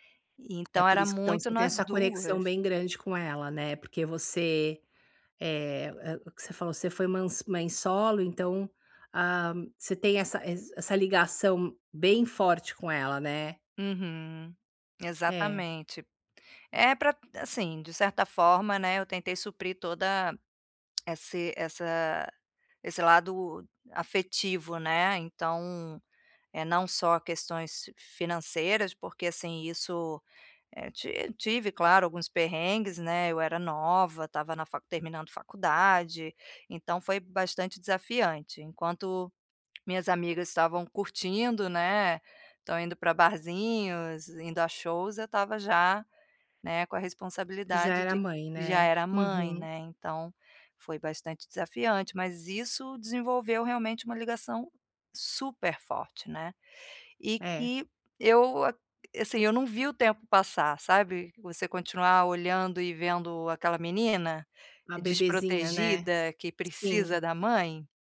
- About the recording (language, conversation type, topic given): Portuguese, advice, Como posso lidar com a saudade e o vazio após o término?
- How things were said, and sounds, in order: tapping